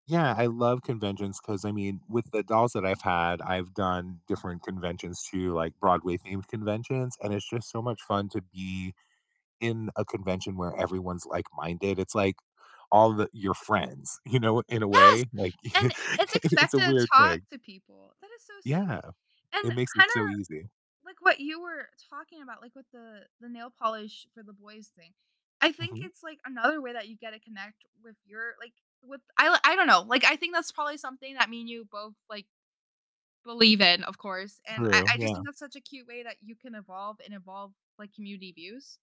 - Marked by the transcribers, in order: distorted speech; chuckle; laughing while speaking: "it's a"
- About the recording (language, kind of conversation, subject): English, unstructured, How can you combine two different hobbies to create something new and fun?
- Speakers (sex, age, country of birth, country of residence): female, 18-19, United States, United States; male, 50-54, United States, United States